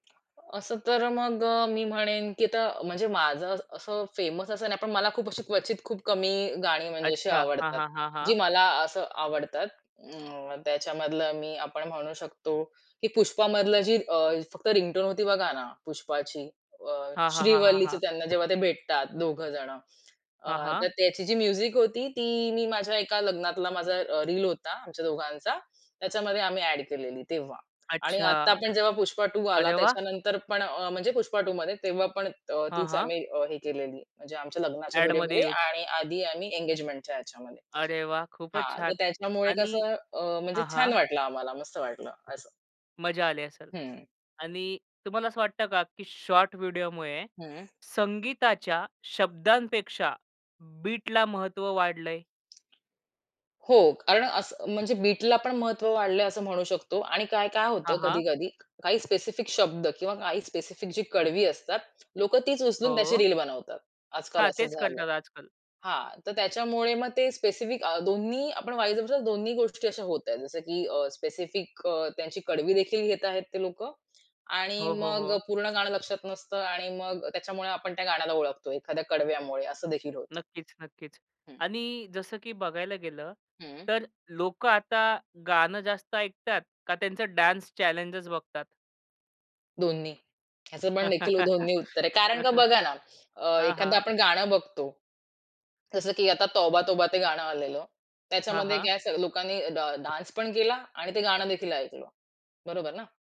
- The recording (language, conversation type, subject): Marathi, podcast, टीव्ही जाहिरातींनी किंवा लघु व्हिडिओंनी संगीत कसे बदलले आहे?
- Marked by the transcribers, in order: tapping; in English: "फेमस"; other noise; in English: "म्युझिक"; unintelligible speech; in English: "डान्स"; laugh; swallow; in Hindi: "तोबा तोबा"; in English: "डान्स"